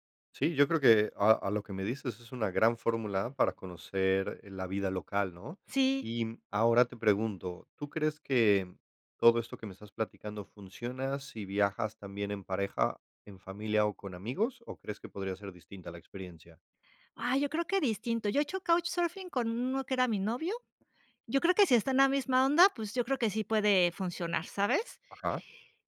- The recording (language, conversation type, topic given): Spanish, podcast, ¿Qué haces para conocer gente nueva cuando viajas solo?
- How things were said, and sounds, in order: none